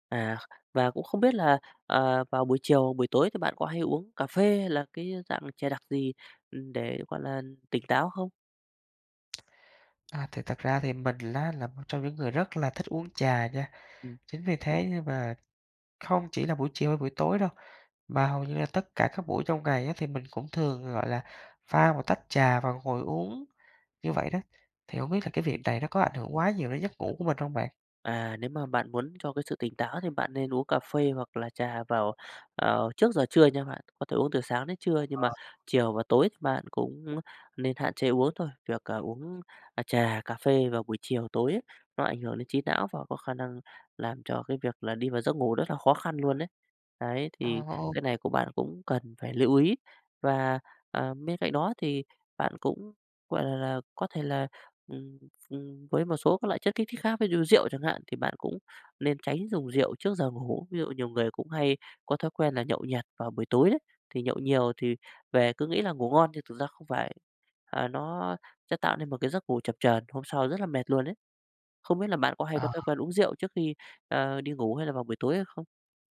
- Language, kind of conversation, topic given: Vietnamese, advice, Làm sao để bạn sắp xếp thời gian hợp lý hơn để ngủ đủ giấc và cải thiện sức khỏe?
- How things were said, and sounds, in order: tapping; lip smack; other background noise